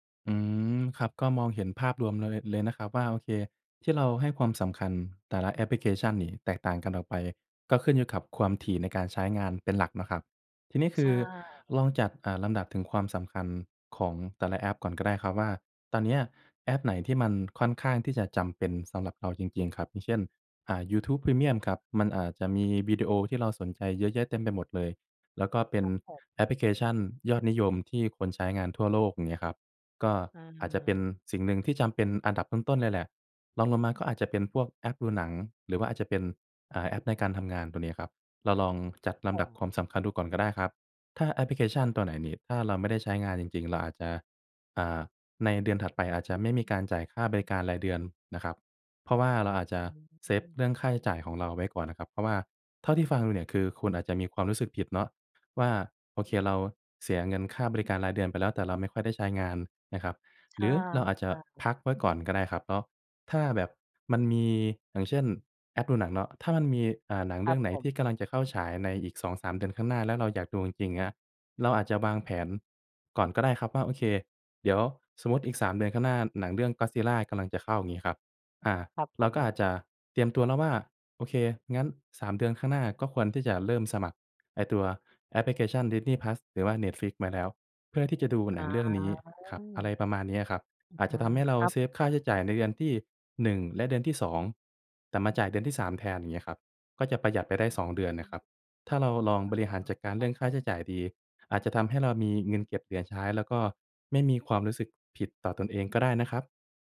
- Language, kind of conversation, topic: Thai, advice, ฉันสมัครบริการรายเดือนหลายอย่างแต่แทบไม่ได้ใช้ และควรทำอย่างไรกับความรู้สึกผิดเวลาเสียเงิน?
- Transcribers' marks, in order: other background noise